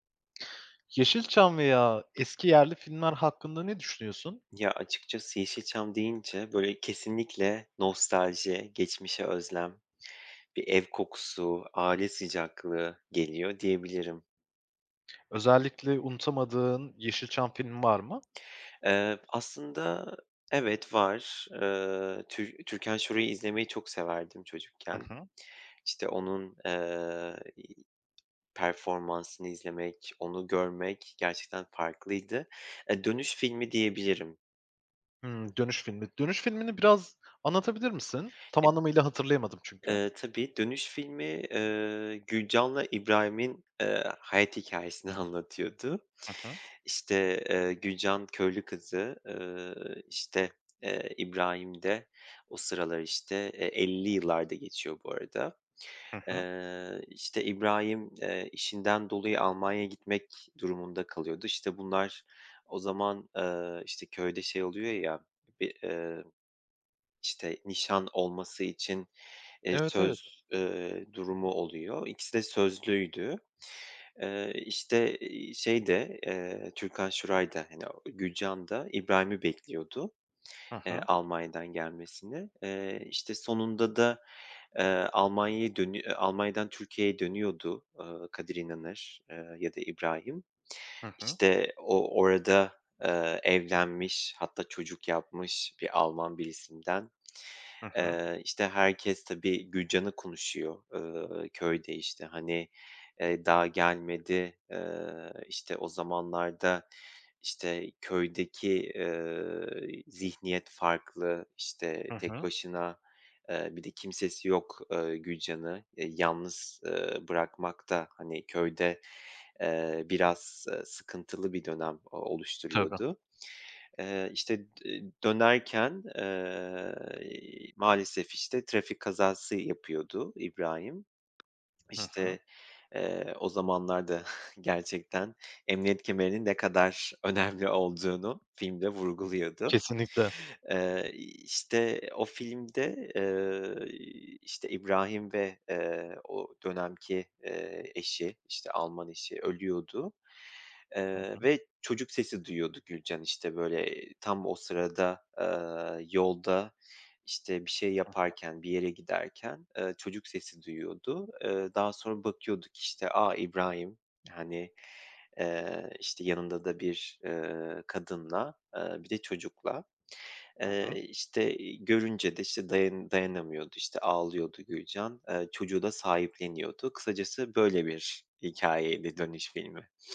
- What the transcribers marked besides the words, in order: other background noise; unintelligible speech; tapping; other noise; chuckle
- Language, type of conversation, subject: Turkish, podcast, Yeşilçam veya eski yerli filmler sana ne çağrıştırıyor?